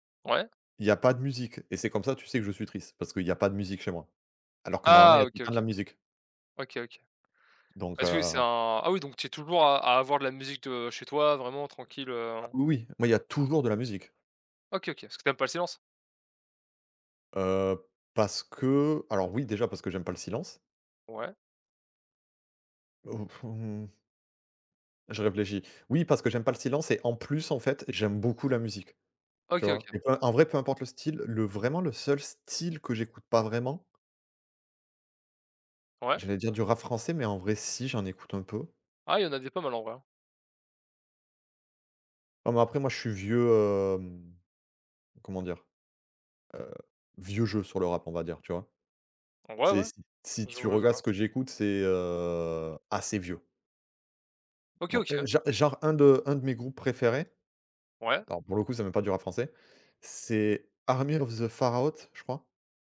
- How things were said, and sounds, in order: tapping; stressed: "toujours"; blowing; drawn out: "hem"; "Pharaohs" said as "Pharaote"
- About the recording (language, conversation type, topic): French, unstructured, Comment la musique peut-elle changer ton humeur ?